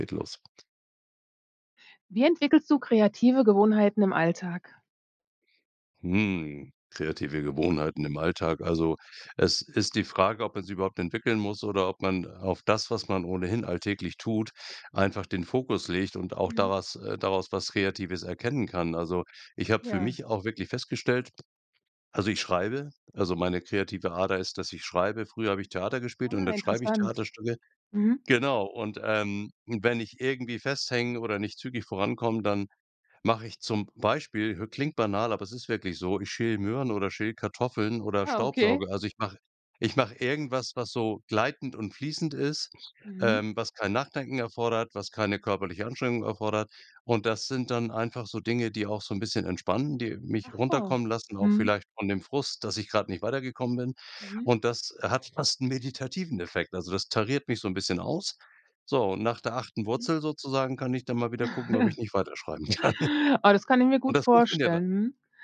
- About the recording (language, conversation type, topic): German, podcast, Wie entwickelst du kreative Gewohnheiten im Alltag?
- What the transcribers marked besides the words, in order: other background noise; tapping; joyful: "Ah, okay"; chuckle; inhale; laughing while speaking: "kann"